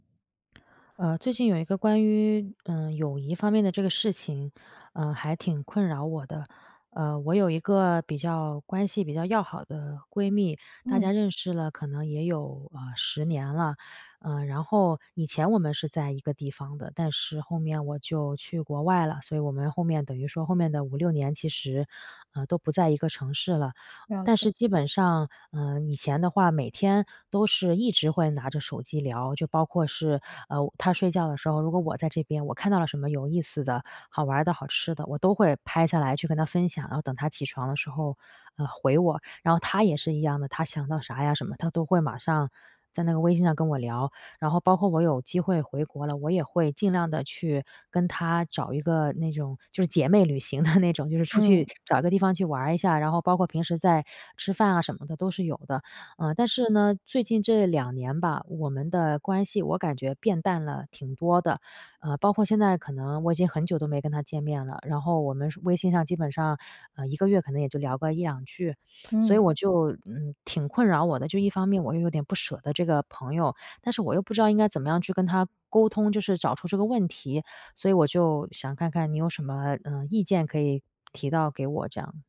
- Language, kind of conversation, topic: Chinese, advice, 我该如何与老朋友沟通澄清误会？
- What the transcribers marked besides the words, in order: laughing while speaking: "的"; other background noise